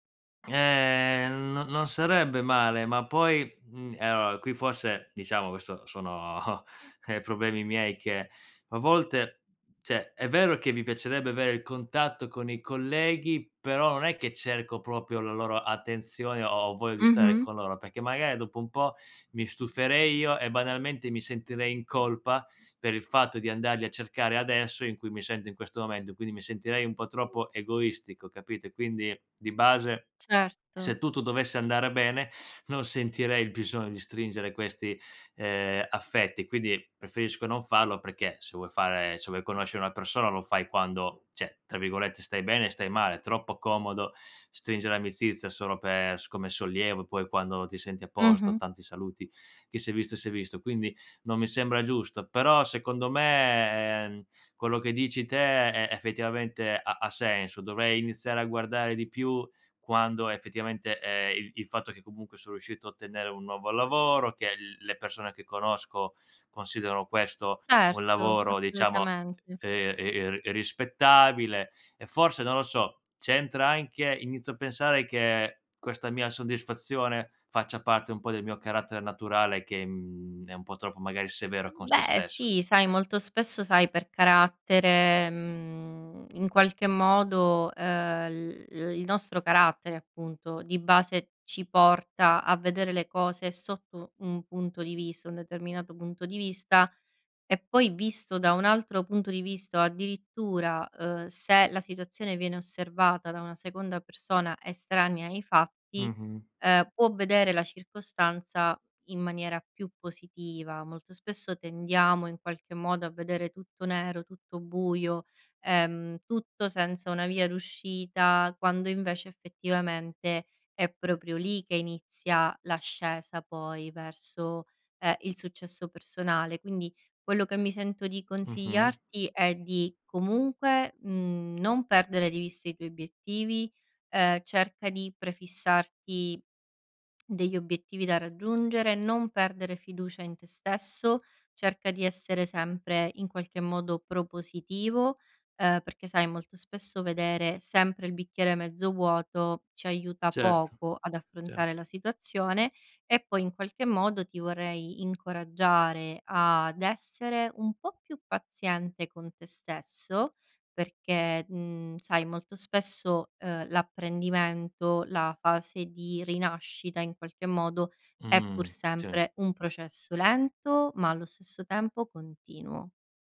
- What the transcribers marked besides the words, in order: "allora" said as "aor"; chuckle; "cioè" said as "ceh"; "cioè" said as "ceh"; "amicizia" said as "amizizia"; tapping; "vista" said as "vistoa"
- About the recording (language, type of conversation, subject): Italian, advice, Come posso affrontare l’insicurezza nel mio nuovo ruolo lavorativo o familiare?